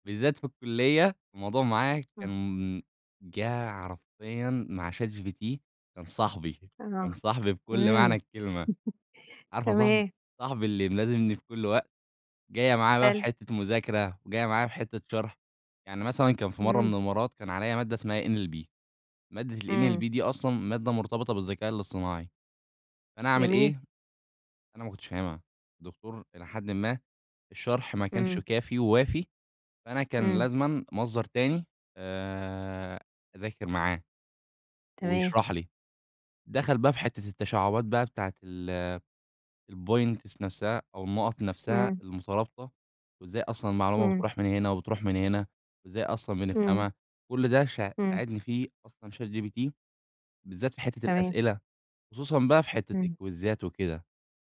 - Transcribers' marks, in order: chuckle; in English: "NLB"; in English: "الNLB"; in English: "الpoints"; in English: "الكويزات"
- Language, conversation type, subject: Arabic, podcast, إزاي التكنولوجيا غيّرت روتينك اليومي؟